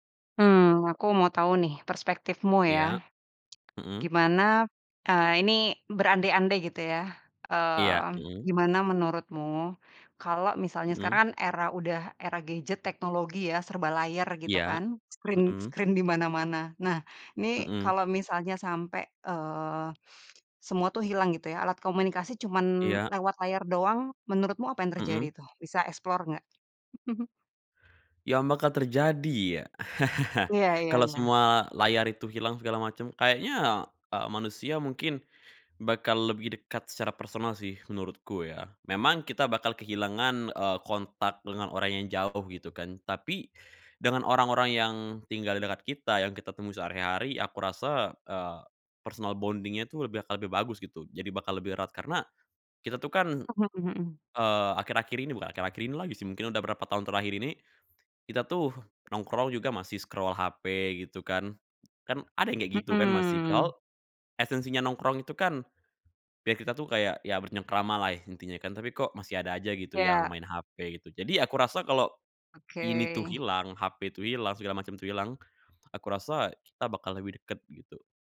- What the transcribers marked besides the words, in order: other background noise; in English: "screen screen"; in English: "explore"; chuckle; chuckle; in English: "personal bonding-nya"; in English: "scroll"; tapping
- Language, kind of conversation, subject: Indonesian, podcast, Apa yang hilang jika semua komunikasi hanya dilakukan melalui layar?